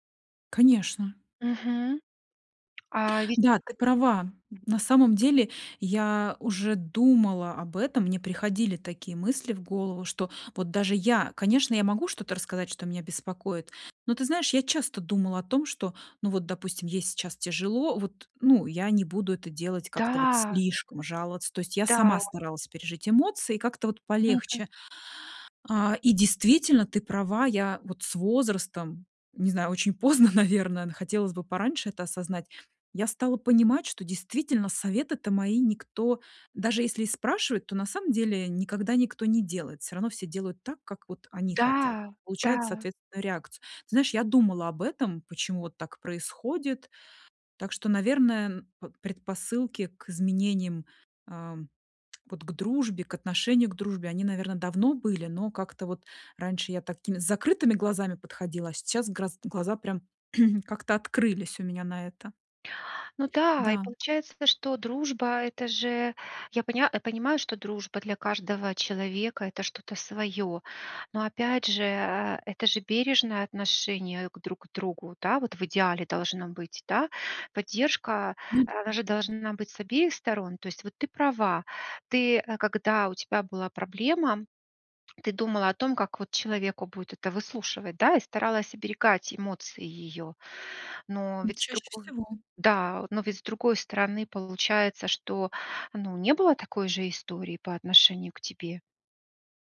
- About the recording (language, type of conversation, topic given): Russian, advice, Как честно выразить критику, чтобы не обидеть человека и сохранить отношения?
- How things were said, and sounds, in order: tapping; other background noise; throat clearing; swallow